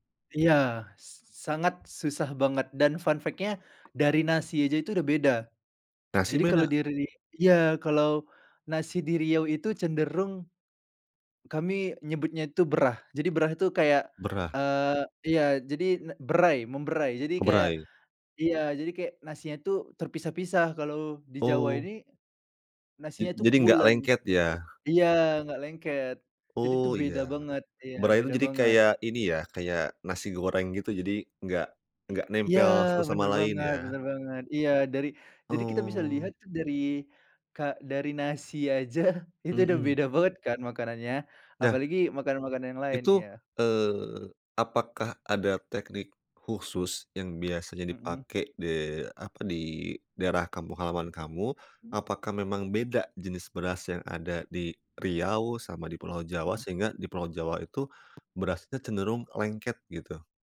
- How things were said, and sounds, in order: in English: "fun fact-nya"; tapping; other background noise; laughing while speaking: "aja"
- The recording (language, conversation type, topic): Indonesian, podcast, Masakan apa yang selalu membuat kamu rindu kampung halaman?